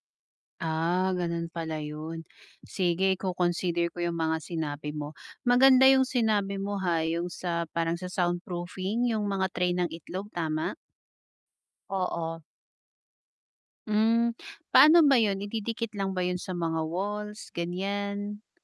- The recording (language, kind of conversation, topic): Filipino, advice, Paano ako makakapagpahinga at makapagpapaluwag ng isip sa bahay kung madalas akong naaabala ng mga distraksiyon?
- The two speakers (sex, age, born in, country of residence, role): female, 25-29, Philippines, Philippines, advisor; female, 30-34, Philippines, Philippines, user
- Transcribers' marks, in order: mechanical hum; static